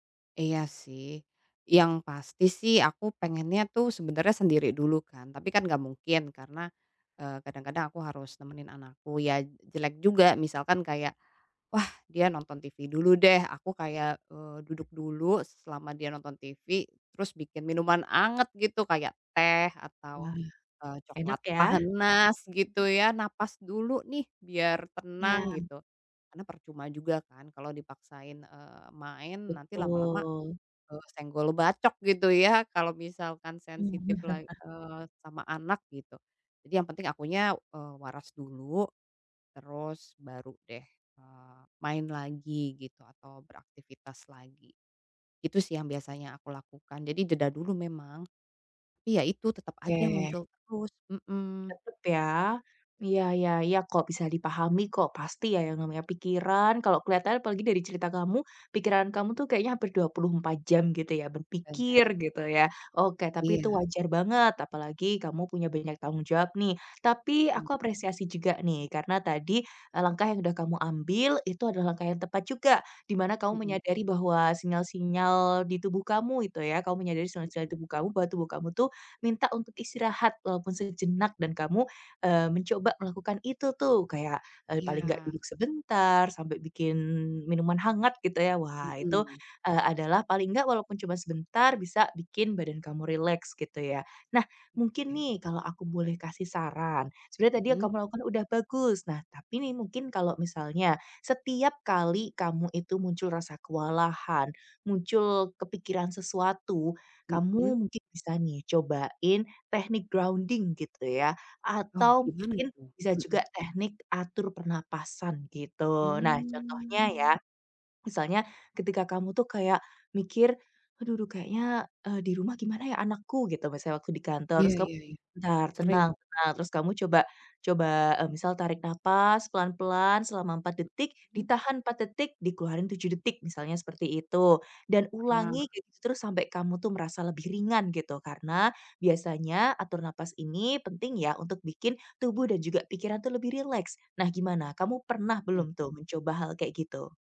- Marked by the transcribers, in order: tapping; drawn out: "Betul"; chuckle; other background noise; in English: "grounding"; drawn out: "Hmm"
- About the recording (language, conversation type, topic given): Indonesian, advice, Bagaimana cara menenangkan diri saat tiba-tiba merasa sangat kewalahan dan cemas?